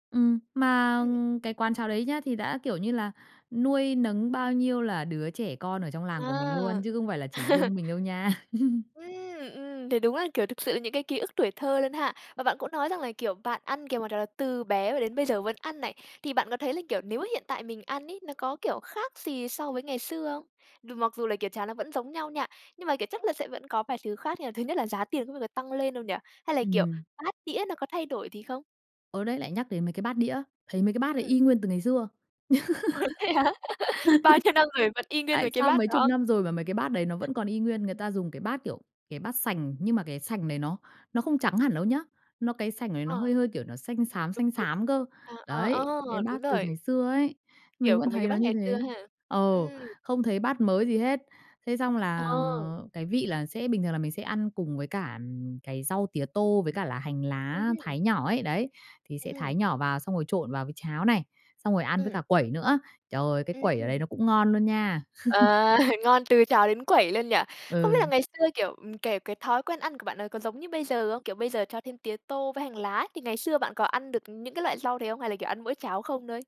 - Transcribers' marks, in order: laugh; tapping; other background noise; laughing while speaking: "Ồ, thế hả?"; laugh; chuckle
- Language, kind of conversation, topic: Vietnamese, podcast, Bạn có thể kể về một món ăn gắn liền với ký ức tuổi thơ của bạn không?